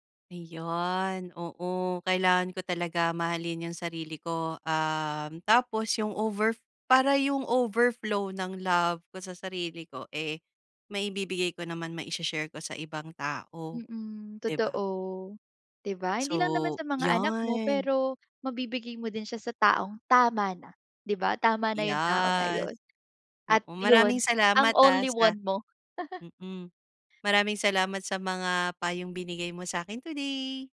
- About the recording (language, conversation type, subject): Filipino, advice, Paano ko maibabalik ang tiwala ko sa sarili at sa sariling halaga matapos ang masakit na paghihiwalay?
- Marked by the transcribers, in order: "Yes" said as "yas"; chuckle